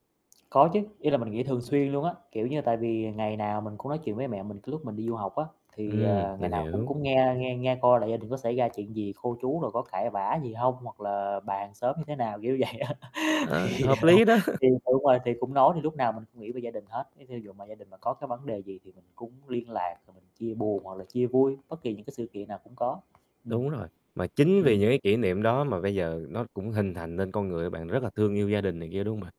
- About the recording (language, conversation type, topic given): Vietnamese, podcast, Bạn có kỷ niệm vui nào gắn liền với ngôi nhà của mình không?
- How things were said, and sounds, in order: static; tapping; distorted speech; laughing while speaking: "vậy á. Thì, à"; chuckle; unintelligible speech; other background noise